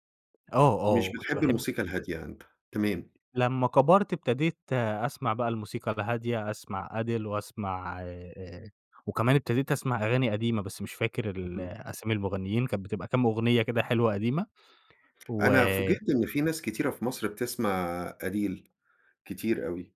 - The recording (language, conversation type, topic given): Arabic, podcast, هل فيه عادة صغيرة غيّرت حياتك؟ إزاي؟
- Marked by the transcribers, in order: none